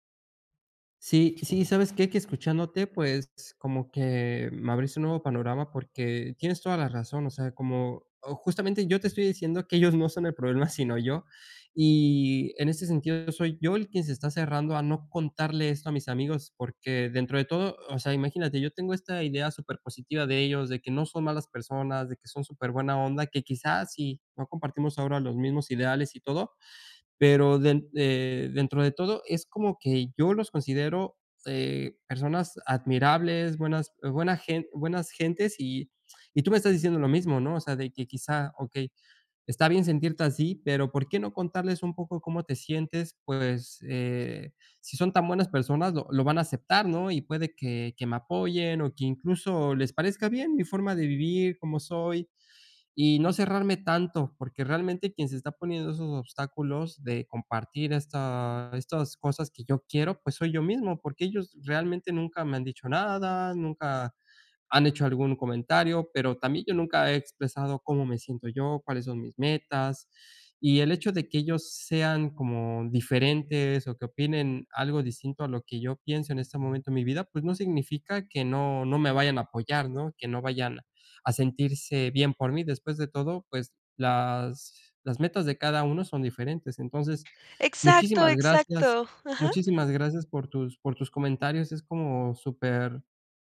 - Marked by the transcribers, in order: none
- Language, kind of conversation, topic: Spanish, advice, ¿Cómo puedo aceptar mi singularidad personal cuando me comparo con los demás y me siento inseguro?